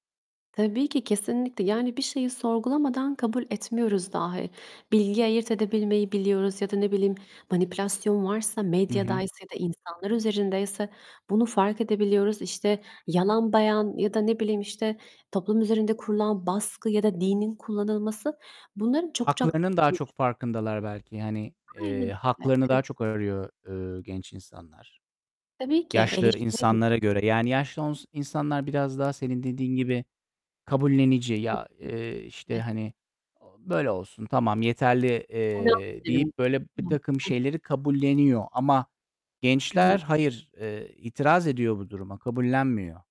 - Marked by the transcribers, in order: distorted speech; other background noise; unintelligible speech; other noise; unintelligible speech
- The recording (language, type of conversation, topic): Turkish, unstructured, Gençlerin siyasete katılması neden önemlidir?